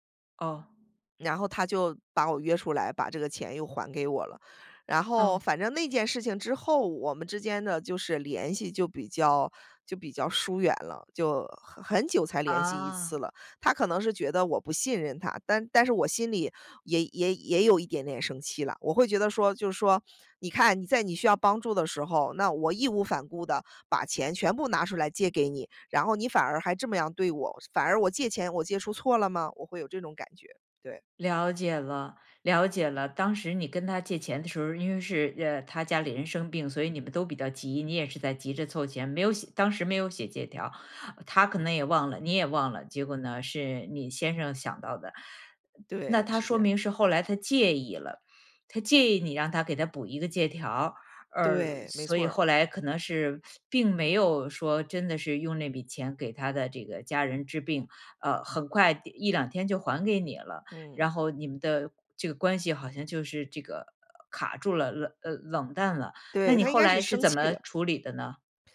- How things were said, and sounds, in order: other background noise
- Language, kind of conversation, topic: Chinese, podcast, 遇到误会时你通常怎么化解？